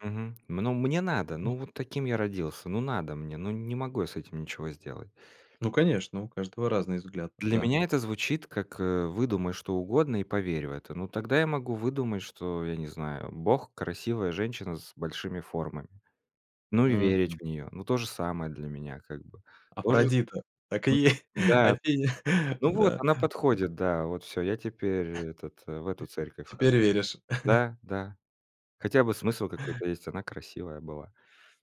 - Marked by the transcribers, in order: other noise; "Афродита" said as "Апродита"; laughing while speaking: "е Афиня, да"; chuckle; chuckle
- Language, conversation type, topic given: Russian, podcast, Расскажи о моменте, когда ты по-настоящему изменился?